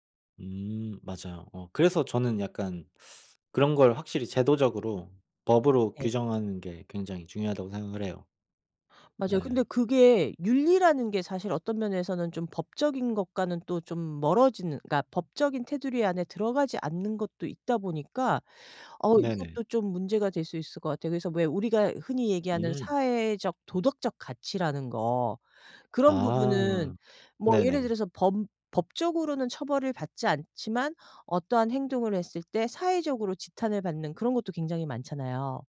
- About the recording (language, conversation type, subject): Korean, unstructured, 자신의 이익이 걸려 있다면 윤리를 바꿔도 된다고 생각하나요?
- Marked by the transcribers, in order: other background noise; background speech